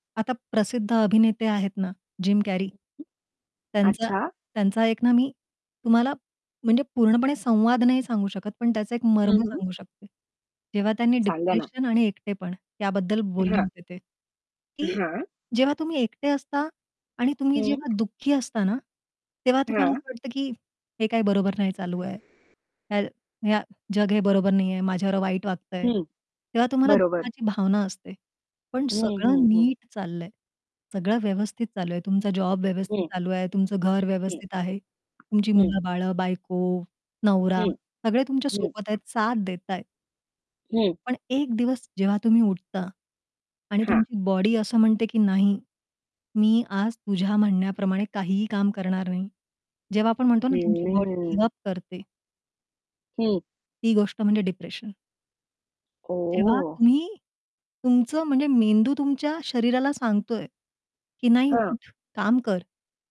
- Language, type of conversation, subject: Marathi, podcast, तुला एकटेपणा कसा जाणवतो?
- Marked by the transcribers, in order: unintelligible speech; distorted speech; other background noise; tapping